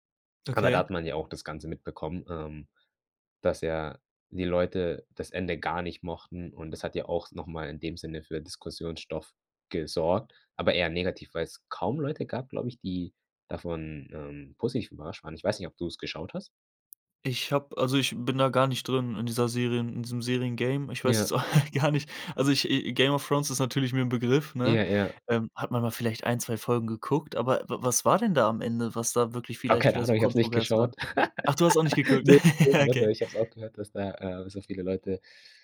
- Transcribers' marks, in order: chuckle; laugh; unintelligible speech; chuckle
- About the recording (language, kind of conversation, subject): German, podcast, Warum reagieren Fans so stark auf Serienenden?